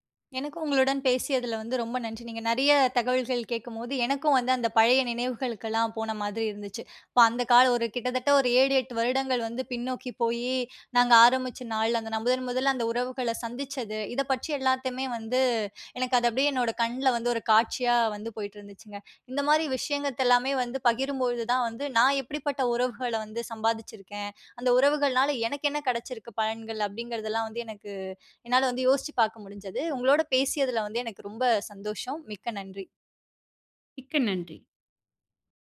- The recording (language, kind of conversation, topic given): Tamil, podcast, புதிய இடத்தில் உண்மையான உறவுகளை எப்படிச் தொடங்கினீர்கள்?
- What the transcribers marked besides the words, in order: "விஷயங்கள்" said as "விஷயங்கத்த"